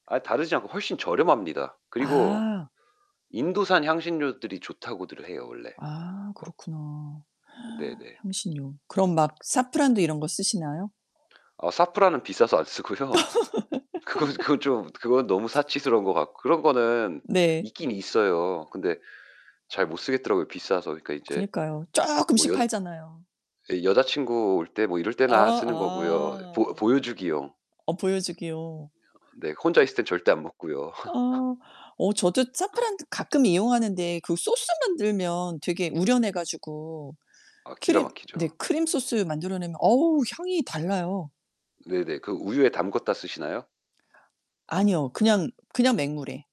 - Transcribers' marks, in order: static; gasp; background speech; laugh; other background noise; laughing while speaking: "안 쓰고요. 그건 그건 좀"; unintelligible speech; laugh; tapping
- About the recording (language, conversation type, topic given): Korean, unstructured, 어떤 음식의 맛이 가장 기억에 남으셨나요?